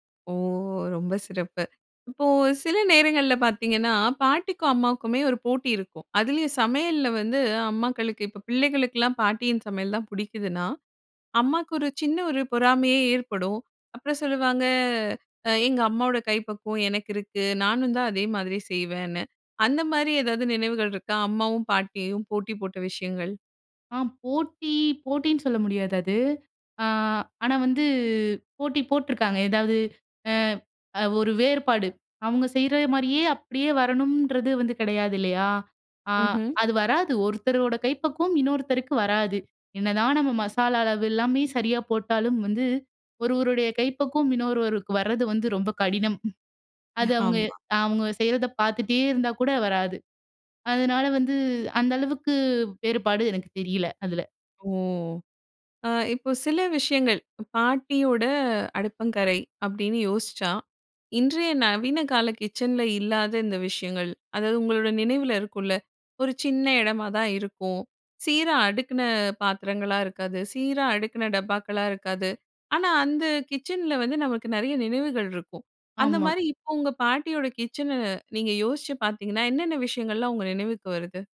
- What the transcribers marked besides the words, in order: drawn out: "ஓ!"; laughing while speaking: "ஆமா"; other background noise
- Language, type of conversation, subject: Tamil, podcast, பாட்டி சமையல் செய்யும்போது உங்களுக்கு மறக்க முடியாத பரபரப்பான சம்பவம் ஒன்றைச் சொல்ல முடியுமா?